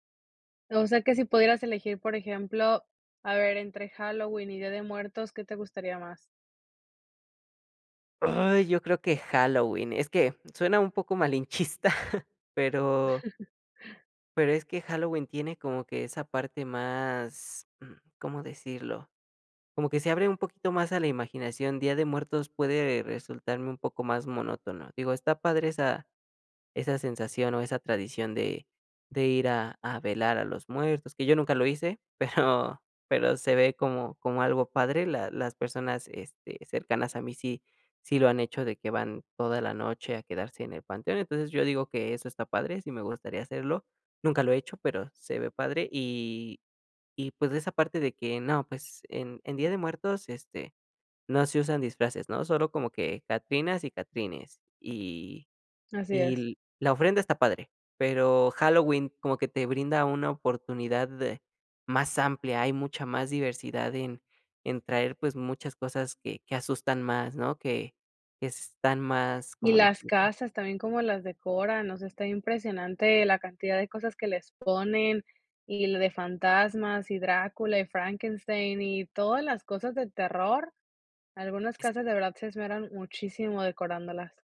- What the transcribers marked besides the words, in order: put-on voice: "¡Ay!"; laughing while speaking: "malinchista"; chuckle; chuckle; other noise
- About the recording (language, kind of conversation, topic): Spanish, podcast, ¿Has cambiado alguna tradición familiar con el tiempo? ¿Cómo y por qué?